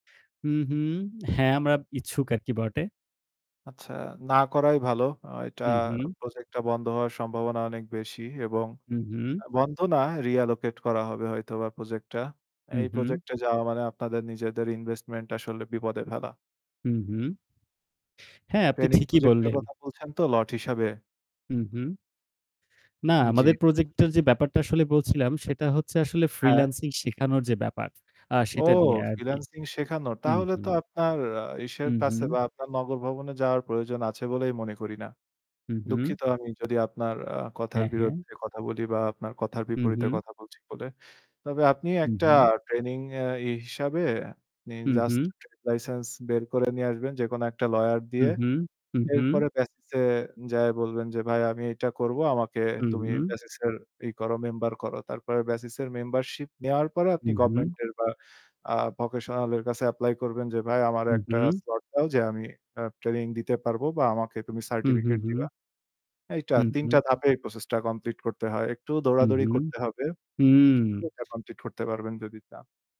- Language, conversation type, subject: Bengali, unstructured, দুর্নীতি সমাজে কেন এত শক্তিশালী হয়ে উঠেছে?
- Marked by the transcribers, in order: other background noise; in English: "reallocate"; drawn out: "বুঝতে পেরেছি"; in English: "freelancing"; "যেয়ে" said as "যায়ে"; "government" said as "govment"; unintelligible speech